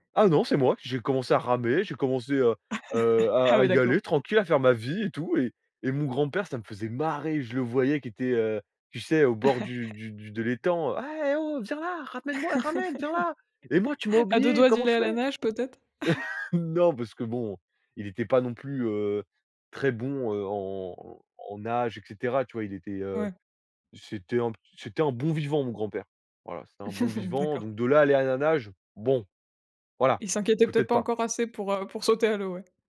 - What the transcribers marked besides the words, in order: laugh; laugh; other background noise; laugh; put-on voice: "Ah ! Eh ! Oh ! Viens là … comment je fais ?"; chuckle; laugh; chuckle
- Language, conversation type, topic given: French, podcast, Quel souvenir te revient quand tu penses à tes loisirs d'enfance ?